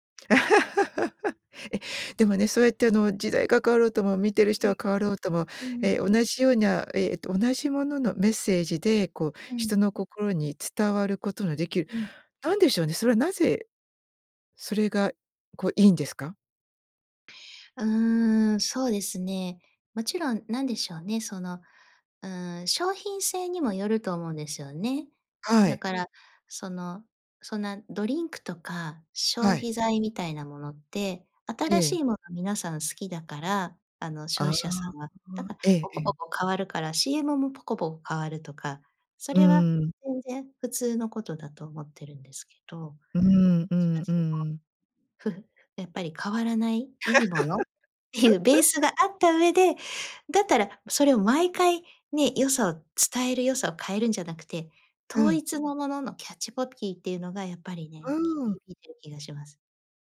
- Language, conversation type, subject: Japanese, podcast, 昔のCMで記憶に残っているものは何ですか?
- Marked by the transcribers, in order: laugh; laugh